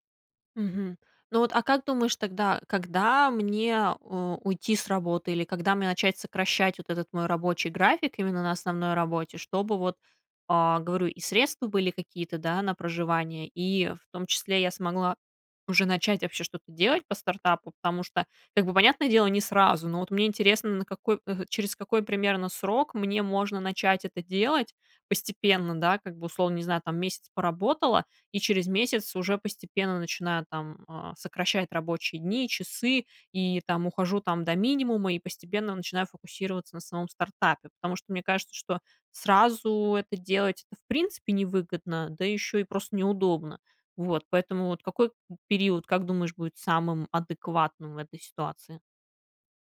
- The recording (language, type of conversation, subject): Russian, advice, Какие сомнения у вас возникают перед тем, как уйти с работы ради стартапа?
- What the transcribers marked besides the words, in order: none